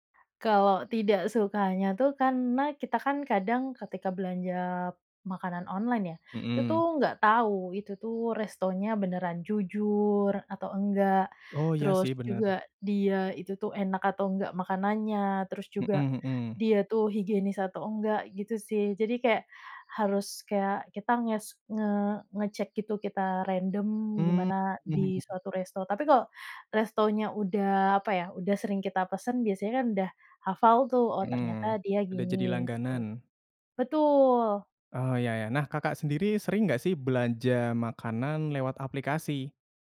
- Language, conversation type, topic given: Indonesian, podcast, Bagaimana pengalaman kamu memesan makanan lewat aplikasi, dan apa saja hal yang kamu suka serta bikin kesal?
- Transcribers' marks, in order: other animal sound